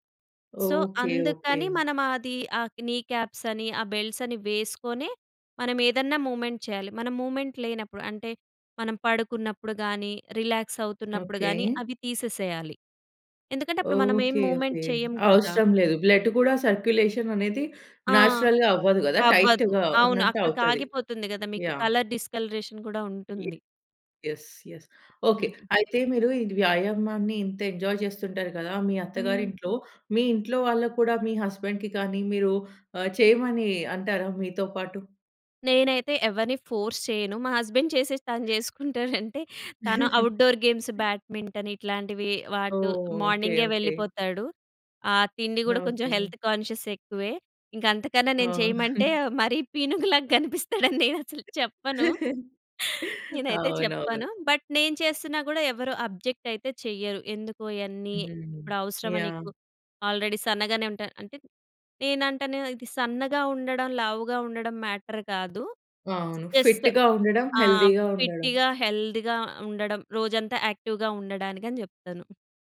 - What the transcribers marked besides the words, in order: in English: "సో"; in English: "నీ కాప్స్"; in English: "బెల్ట్స్"; in English: "మూ‌వ్‌మెంట్"; in English: "మూ‌వ్‌మెంట్"; in English: "రిలాక్స్"; in English: "మూ‌వ్‌మెంట్"; in English: "బ్లడ్"; in English: "సర్కులేషన్"; in English: "నేచురల్‌గా"; in English: "టైట్‌గా"; in English: "కలర్ డిస్కలరేషన్"; in English: "యెస్. యెస్"; chuckle; in English: "ఎంజాయ్"; in English: "హస్బాండ్‌కి"; in English: "ఫోర్స్"; in English: "హస్బెండ్"; other background noise; laugh; in English: "ఔట్‌డోర్ గేమ్స్"; in English: "మార్నింగే"; in English: "హెల్త్ కాన్షియస్"; chuckle; laughing while speaking: "మరీ పీనుగులాగా కనిపిస్తాడని, నేను అసలు చెప్పను, నేనైతే చెప్పను"; tapping; laughing while speaking: "అవునవును"; in English: "బట్"; in English: "అబ్జెక్ట్"; in English: "ఆల్రెడీ"; in English: "మ్యాటర్"; in English: "ఫిట్‌గా"; in English: "హెల్తీ‌గా"; in English: "ఫిట్‌గా, హెల్త్‌గా"; in English: "యాక్టివ్‍గా"
- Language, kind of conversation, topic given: Telugu, podcast, బిజీ రోజువారీ కార్యాచరణలో హాబీకి సమయం ఎలా కేటాయిస్తారు?